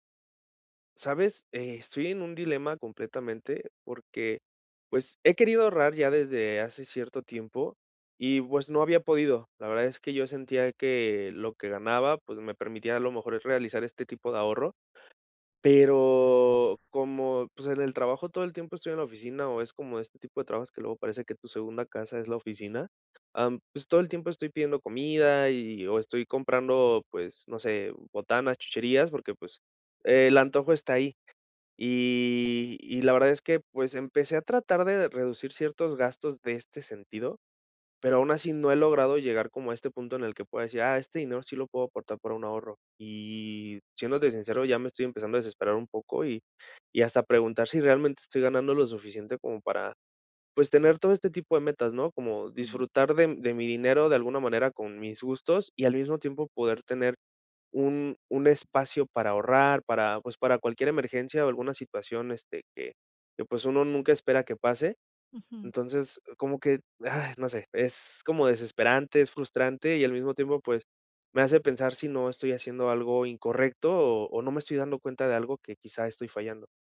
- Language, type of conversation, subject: Spanish, advice, ¿Por qué no logro ahorrar nada aunque reduzco gastos?
- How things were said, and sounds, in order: other background noise; drawn out: "pero"